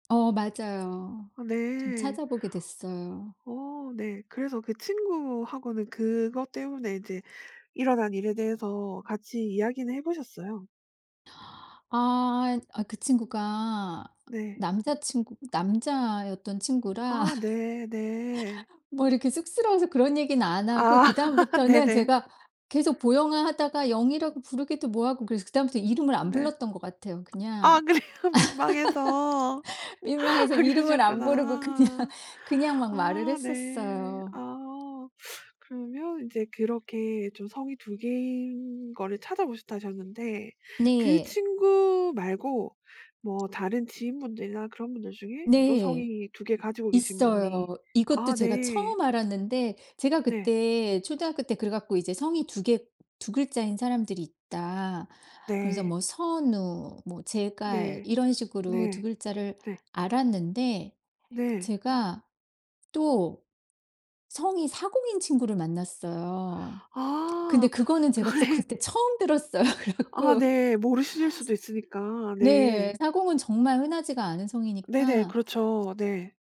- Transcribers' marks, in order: other background noise; laugh; laugh; tapping; laughing while speaking: "그래요"; laugh; laughing while speaking: "그냥"; laughing while speaking: "그래"; laughing while speaking: "들었어요. 그래 갖고"
- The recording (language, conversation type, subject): Korean, podcast, 이름이나 성씨에 얽힌 이야기가 있으신가요?